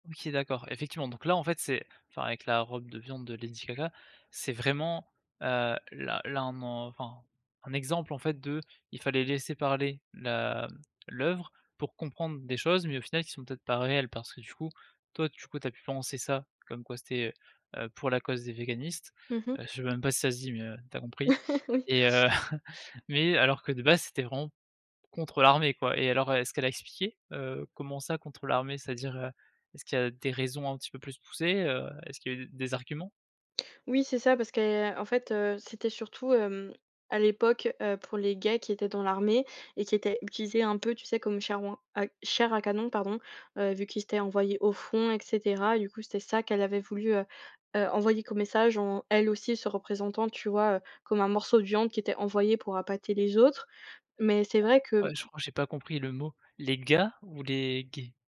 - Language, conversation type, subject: French, podcast, Faut-il expliquer une œuvre ou la laisser parler d’elle-même ?
- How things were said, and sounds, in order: chuckle